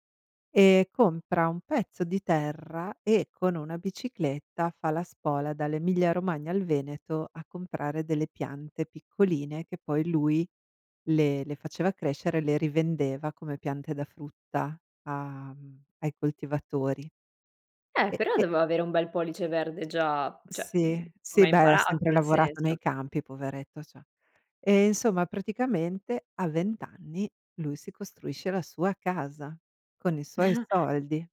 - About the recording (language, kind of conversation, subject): Italian, podcast, Qual è una leggenda o una storia che circola nella tua famiglia?
- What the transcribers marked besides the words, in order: "cioè" said as "ceh"; "cioè" said as "ceh"; chuckle